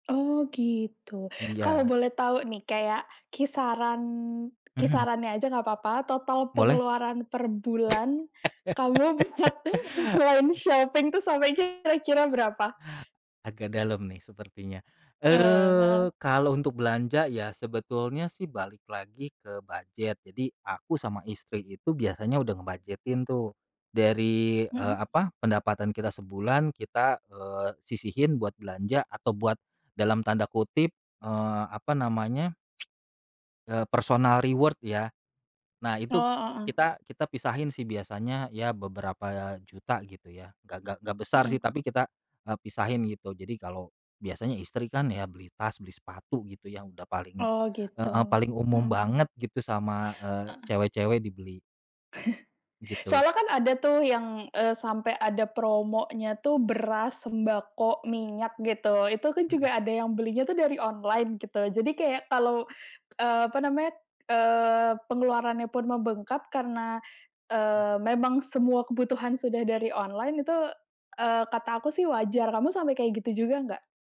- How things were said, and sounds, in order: laugh; laughing while speaking: "buat"; in English: "shopping"; tsk; in English: "personal reward"; other background noise; chuckle
- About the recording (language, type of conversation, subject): Indonesian, podcast, Apa pengalaman belanja online kamu yang paling berkesan?